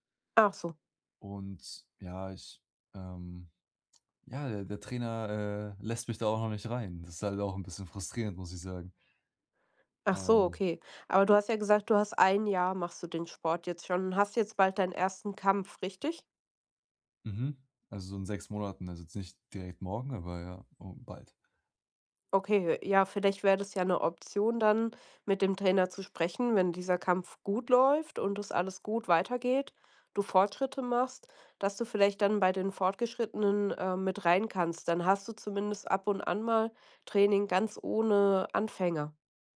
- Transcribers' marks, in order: none
- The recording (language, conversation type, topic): German, advice, Wie gehst du mit einem Konflikt mit deinem Trainingspartner über Trainingsintensität oder Ziele um?